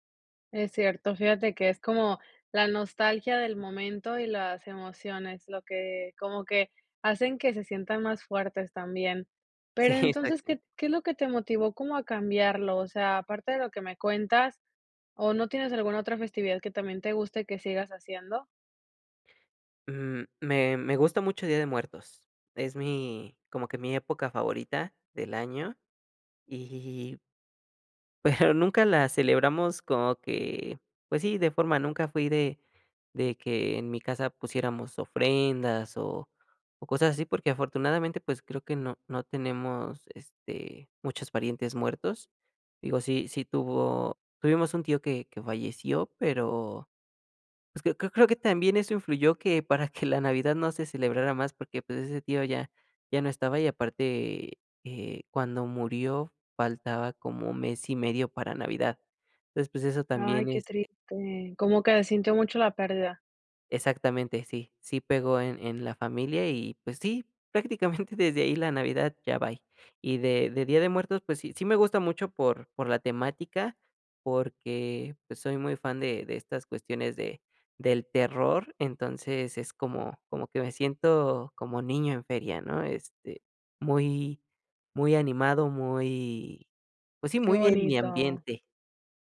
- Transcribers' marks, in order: laughing while speaking: "Sí"; other background noise
- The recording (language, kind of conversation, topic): Spanish, podcast, ¿Has cambiado alguna tradición familiar con el tiempo? ¿Cómo y por qué?